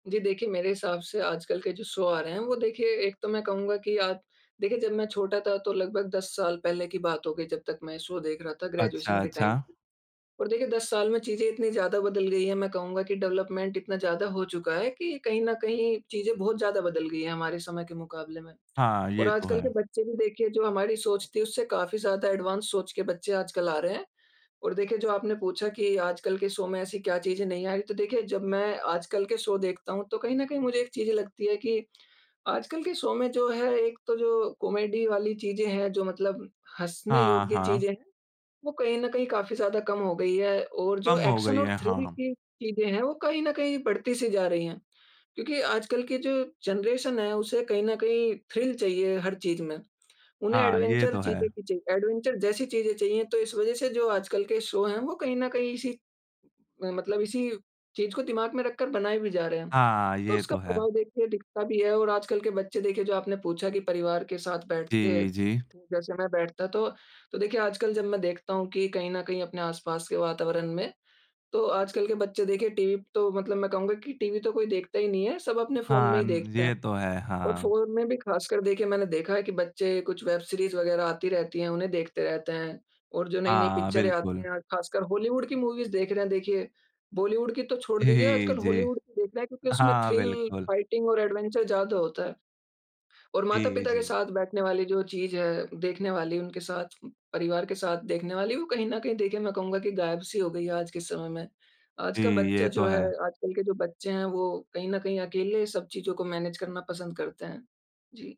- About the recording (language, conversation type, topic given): Hindi, podcast, क्या आपको अपने बचपन के टीवी धारावाहिक अब भी याद आते हैं?
- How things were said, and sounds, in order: in English: "शो"; in English: "शो"; in English: "डेवलपमेंट"; in English: "एडवांस"; in English: "शो"; in English: "शो"; in English: "शो"; in English: "कॉमेडी"; in English: "एक्शन"; in English: "थ्रिल"; in English: "जनरेशन"; in English: "थ्रिल"; in English: "एडवेंचर"; in English: "एडवेंचर"; in English: "शो"; in English: "मूवीज़"; laughing while speaking: "जी"; in English: "थ्रिल, फाइटिंग"; in English: "एडवेंचर"; in English: "मैनेज"